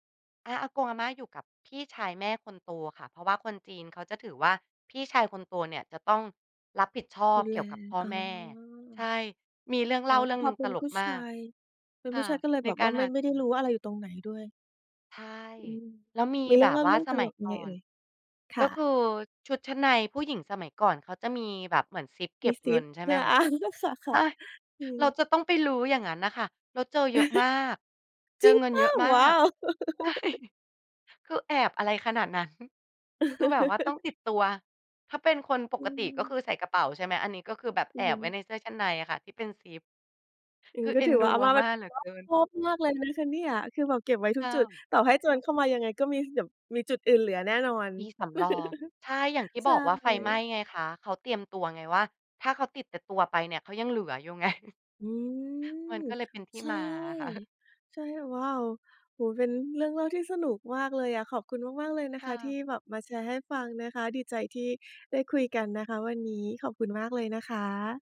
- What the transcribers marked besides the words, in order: laughing while speaking: "อา"; chuckle; surprised: "จริงเปล่า ? ว้าว !"; laughing while speaking: "ใช่"; giggle; chuckle; giggle; chuckle; laughing while speaking: "ไง"; chuckle
- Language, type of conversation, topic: Thai, podcast, คุณเคยมีทริปเดินทางที่ได้ตามหารากเหง้าตระกูลหรือบรรพบุรุษบ้างไหม?